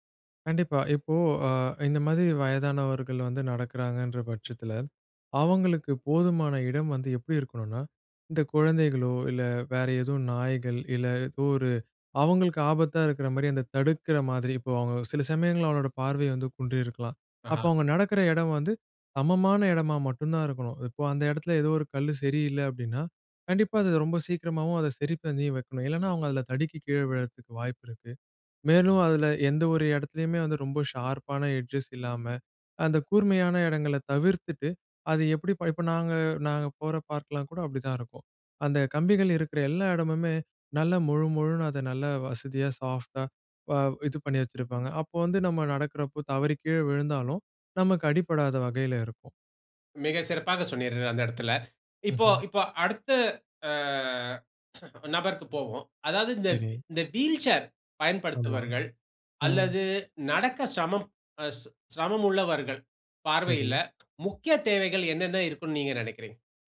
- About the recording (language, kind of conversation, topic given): Tamil, podcast, பொதுப் பகுதியை அனைவரும் எளிதாகப் பயன்படுத்தக்கூடியதாக நீங்கள் எப்படி அமைப்பீர்கள்?
- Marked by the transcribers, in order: in English: "ஷார்ப்பான எட்ஜஸ்"; "பயன்படுத்துறவர்கள்" said as "பயன்படுத்துவர்கள்"